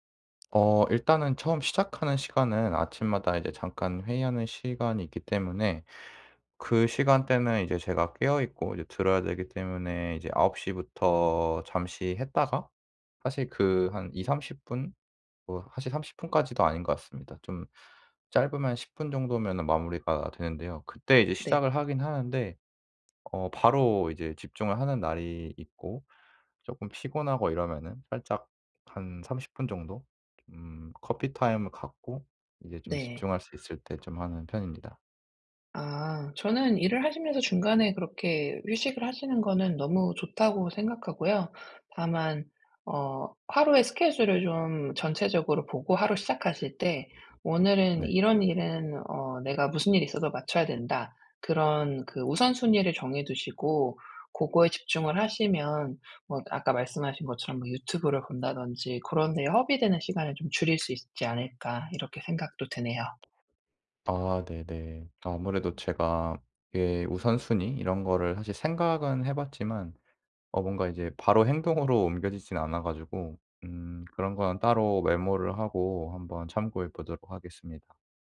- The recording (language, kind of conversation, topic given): Korean, advice, 원격·하이브리드 근무로 달라진 업무 방식에 어떻게 적응하면 좋을까요?
- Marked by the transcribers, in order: other background noise; tapping